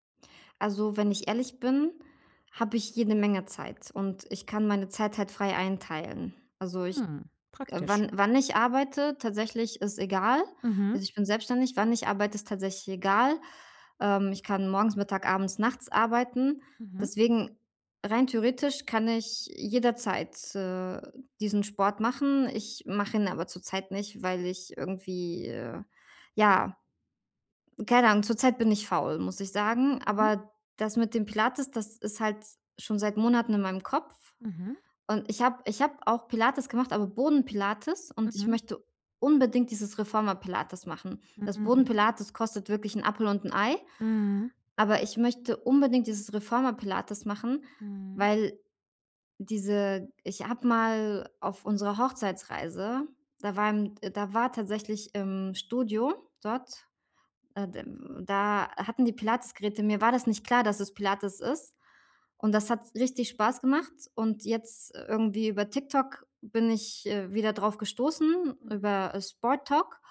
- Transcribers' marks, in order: other background noise
- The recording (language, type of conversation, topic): German, advice, Wie bleibe ich bei einem langfristigen Projekt motiviert?